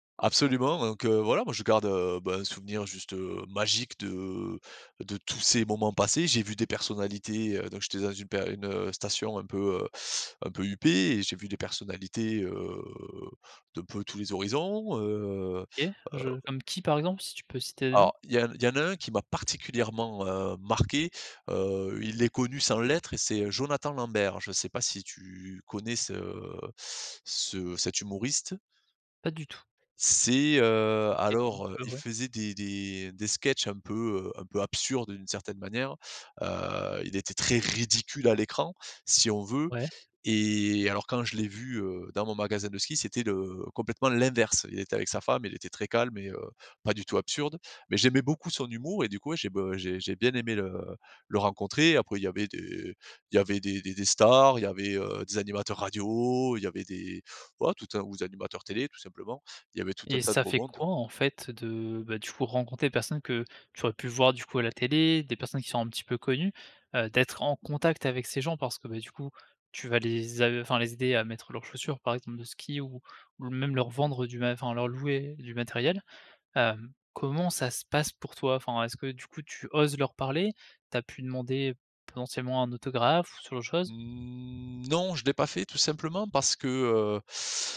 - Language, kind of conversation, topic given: French, podcast, Quel est ton meilleur souvenir de voyage ?
- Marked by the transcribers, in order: stressed: "magique"; stressed: "particulièrement"; stressed: "marqué"; stressed: "ridicule"; stressed: "stars"; stressed: "radio"; tapping; drawn out: "télé"; drawn out: "Mmh"